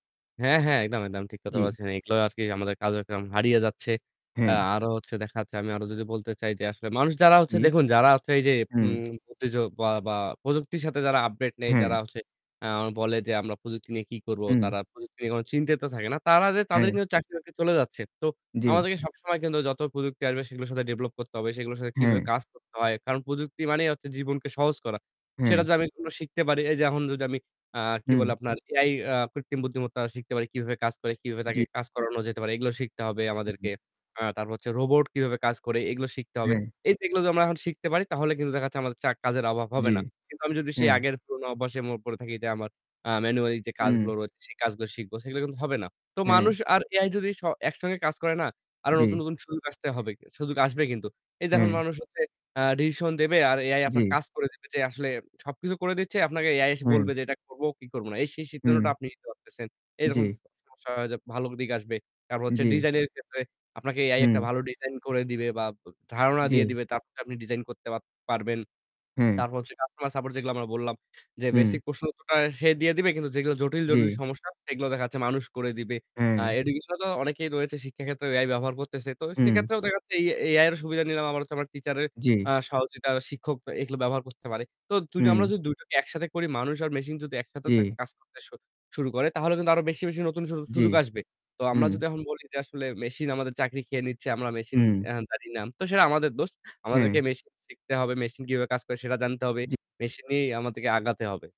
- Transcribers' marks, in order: static; unintelligible speech; distorted speech; unintelligible speech
- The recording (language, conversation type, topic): Bengali, unstructured, কৃত্রিম বুদ্ধিমত্তা কি মানুষের চাকরিকে হুমকির মুখে ফেলে?